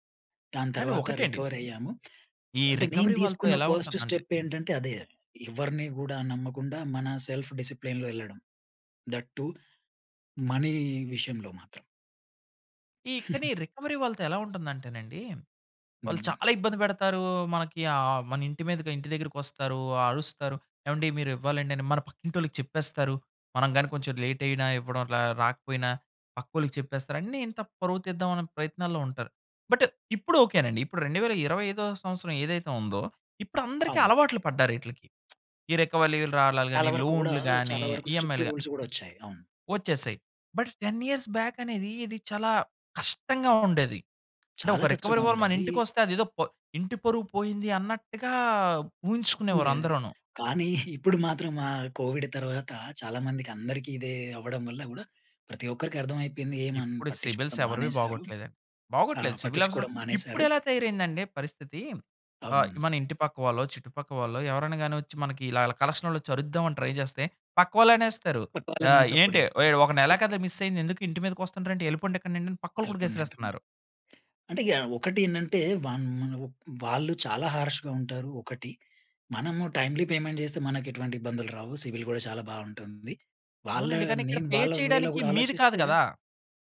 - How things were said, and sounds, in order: in English: "రికవర్"; lip smack; in English: "ఫస్ట్ స్టెప్"; in English: "సెల్ఫ్ డిసిప్లిన్‌లో"; in English: "దట్ టూ మనీ"; chuckle; in English: "రికవరీ"; in English: "బట్"; lip smack; other noise; in English: "స్ట్రిక్ట్ రూల్స్"; in English: "ఈఎంఐలు"; in English: "బట్ టెన్ ఇయర్స్ బ్యాక్"; in English: "రికవరీ"; in English: "కోవిడ్"; in English: "సిబిల్స్"; in English: "సిబిల్స్"; in English: "కలెక్షన్"; in English: "ట్రై"; in English: "మిస్"; in English: "సపోర్ట్"; other background noise; in English: "హార్ష్‌గా"; in English: "టైమ్‌లీ పేమెంట్"; in English: "సిబిల్"; in English: "వే‌లో"; in English: "పే"
- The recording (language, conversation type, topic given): Telugu, podcast, విఫలమైన తర్వాత మీరు తీసుకున్న మొదటి చర్య ఏమిటి?